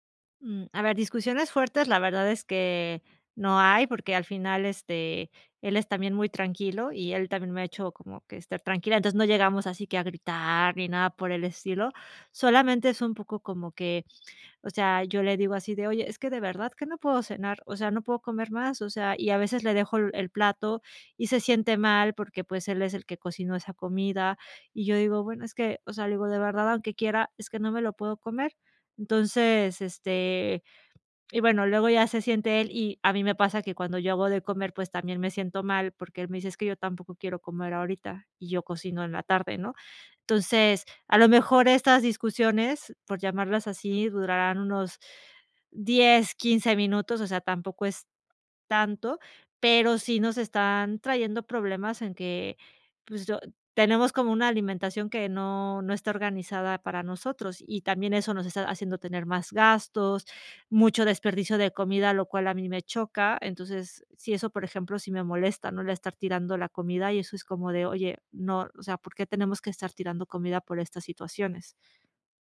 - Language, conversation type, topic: Spanish, advice, ¿Cómo podemos manejar las peleas en pareja por hábitos alimenticios distintos en casa?
- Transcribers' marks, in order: none